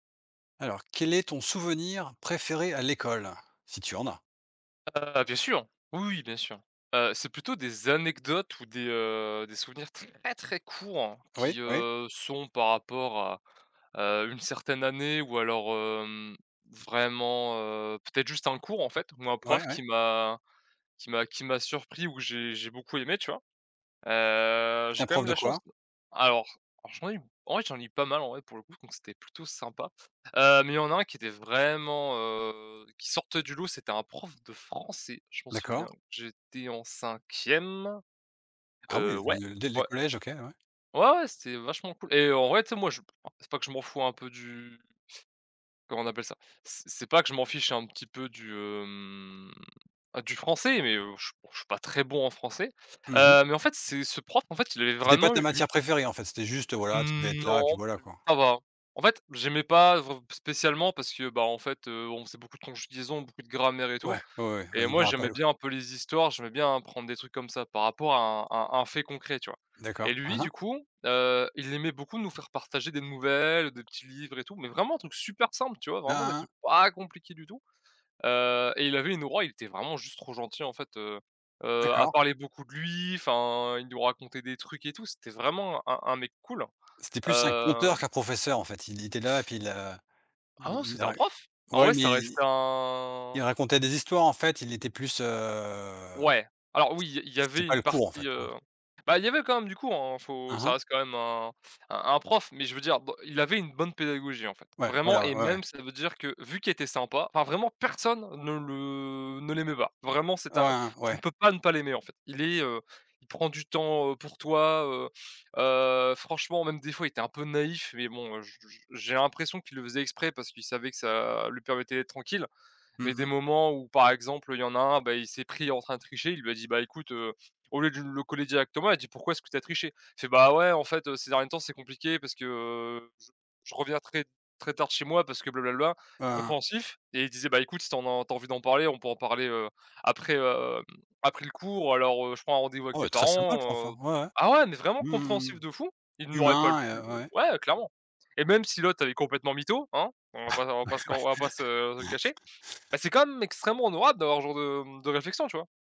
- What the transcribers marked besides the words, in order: drawn out: "Heu"; unintelligible speech; sniff; drawn out: "hem"; tapping; stressed: "pas"; drawn out: "heu"; sniff; laugh
- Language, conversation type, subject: French, unstructured, Quel est ton souvenir préféré à l’école ?